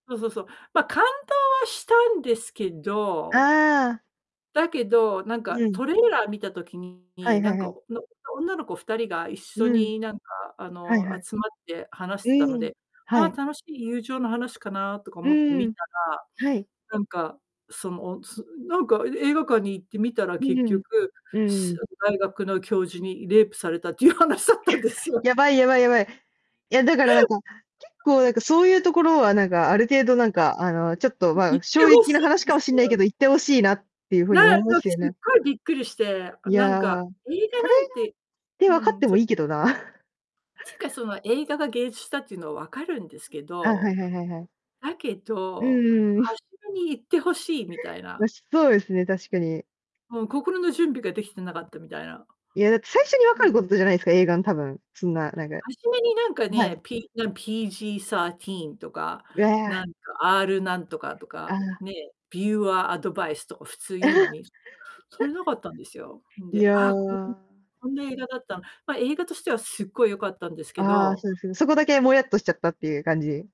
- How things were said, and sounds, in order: in English: "トレーラー"; distorted speech; laughing while speaking: "話だったんですよ"; other noise; "思いますよね" said as "おももしえね"; "芸術" said as "げいじゅす"; chuckle
- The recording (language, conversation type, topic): Japanese, unstructured, 映画の中でいちばん感動した場面は何ですか？